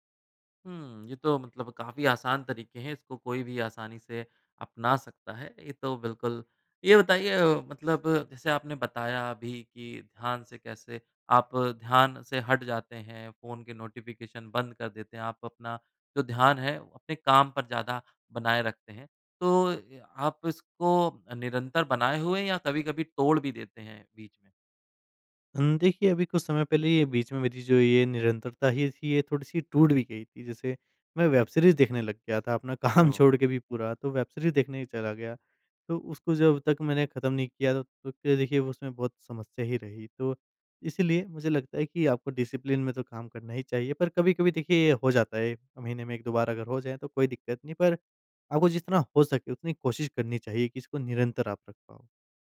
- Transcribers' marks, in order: in English: "नोटिफिकेशन"; in English: "वेब सीरीज़"; laughing while speaking: "काम"; in English: "वेब सीरीज़"; in English: "डिसिप्लिन"
- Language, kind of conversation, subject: Hindi, podcast, फोन और नोटिफिकेशन से ध्यान भटकने से आप कैसे बचते हैं?